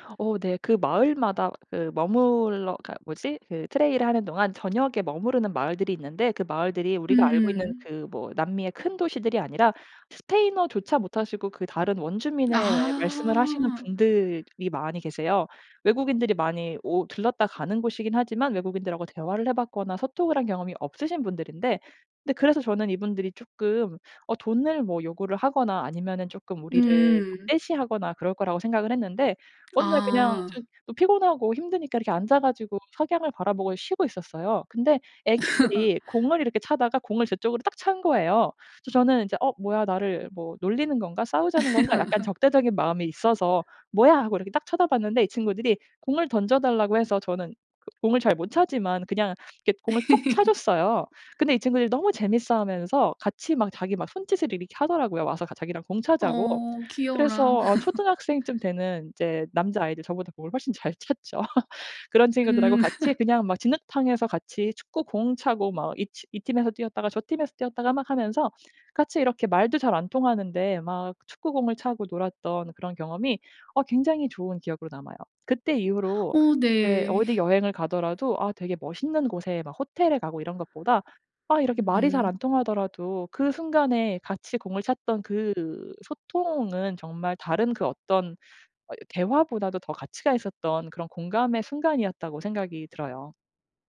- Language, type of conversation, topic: Korean, podcast, 가장 기억에 남는 여행 이야기를 들려줄래요?
- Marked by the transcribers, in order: laugh; laugh; laugh; laugh; laugh